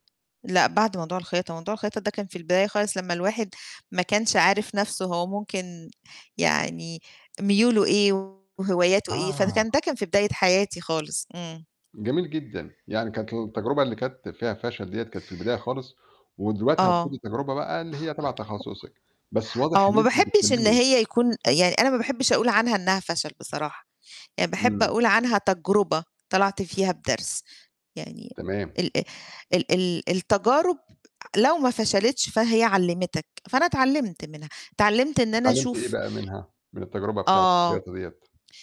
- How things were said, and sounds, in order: tapping; distorted speech; other noise
- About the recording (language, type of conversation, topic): Arabic, podcast, إيه نصيحتك لحد بيحب يجرّب حاجات جديدة بس خايف يفشل؟